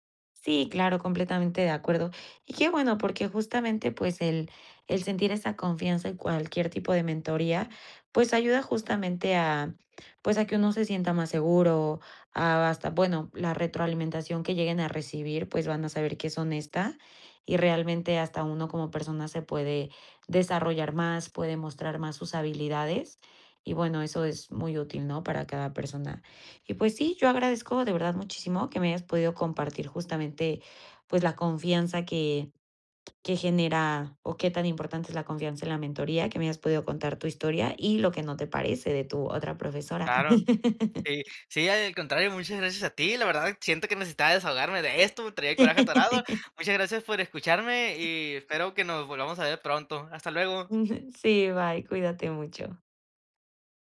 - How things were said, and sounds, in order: chuckle; other background noise; chuckle
- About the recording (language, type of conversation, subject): Spanish, podcast, ¿Qué papel juega la confianza en una relación de mentoría?